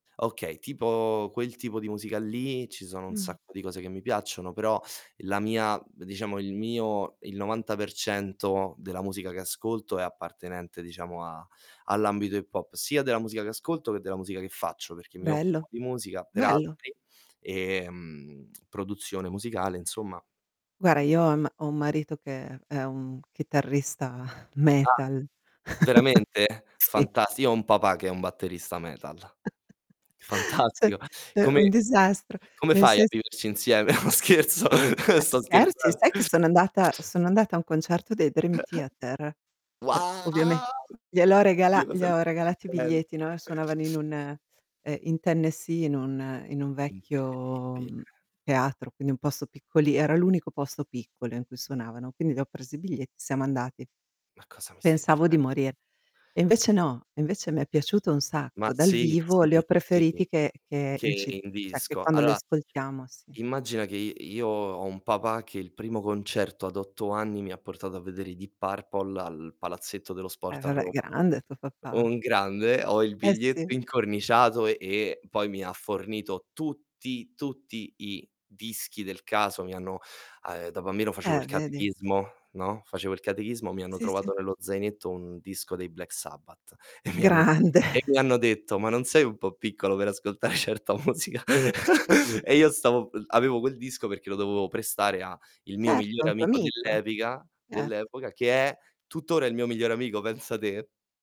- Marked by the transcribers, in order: distorted speech; static; chuckle; giggle; chuckle; "Cioè" said as "ceh"; laughing while speaking: "Fantastico"; laughing while speaking: "No, scherzo, sto scherzan"; chuckle; other background noise; chuckle; joyful: "Wow!"; chuckle; "Allora" said as "alloa"; "cioè" said as "ceh"; laughing while speaking: "e mi"; laughing while speaking: "Grande"; chuckle; laughing while speaking: "ascoltare certa musica?"; chuckle
- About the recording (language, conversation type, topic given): Italian, unstructured, In che modo la musica può cambiare il tuo umore?